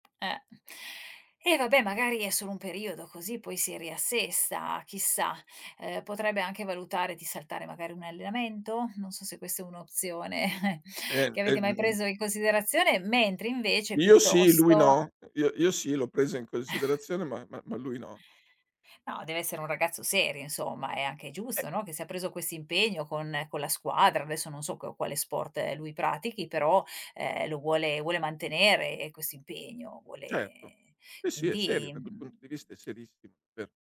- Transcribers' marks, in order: tapping; other noise; chuckle; chuckle; "Sì" said as "ì"
- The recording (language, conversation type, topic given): Italian, advice, Come posso aiutare i miei figli ad adattarsi alla nuova scuola?